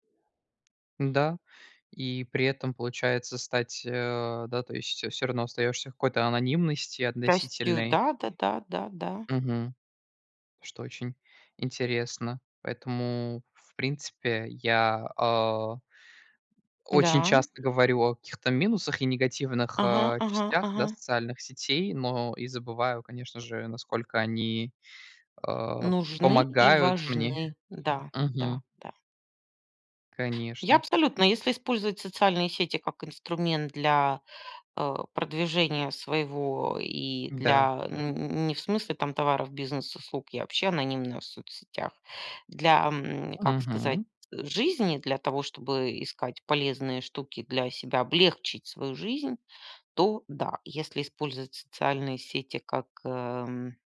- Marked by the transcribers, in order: tapping; stressed: "облегчить"
- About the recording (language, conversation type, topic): Russian, unstructured, Как технологии изменили повседневную жизнь человека?